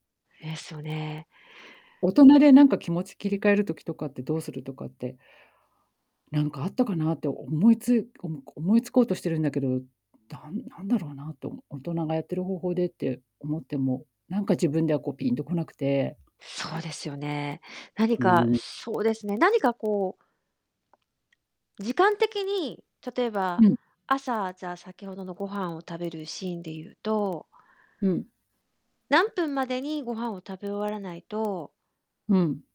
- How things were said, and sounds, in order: distorted speech
- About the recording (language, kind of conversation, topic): Japanese, advice, 作業を始められず先延ばしが続いてしまうのですが、どうすれば改善できますか？
- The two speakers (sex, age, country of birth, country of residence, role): female, 45-49, Japan, Japan, user; female, 50-54, Japan, Japan, advisor